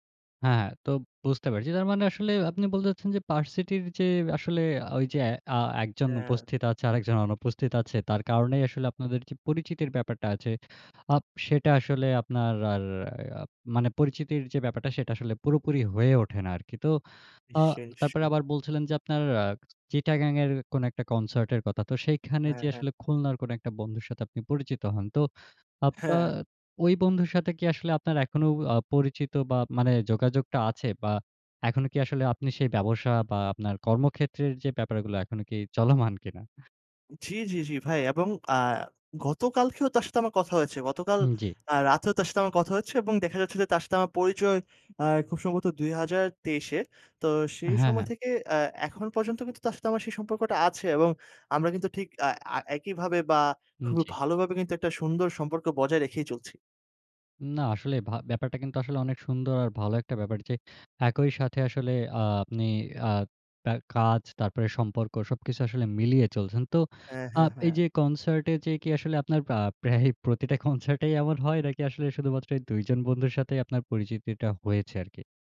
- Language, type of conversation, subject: Bengali, podcast, কনসার্টে কি আপনার নতুন বন্ধু হওয়ার কোনো গল্প আছে?
- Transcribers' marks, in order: "ভার্সিটির" said as "পার্সিটির"; "আপনার" said as "আপ্পার"; scoff; tapping; laughing while speaking: "প্রা প্রায়ই প্রতিটা কনসার্টেই এমন … হয়েছে আর কি?"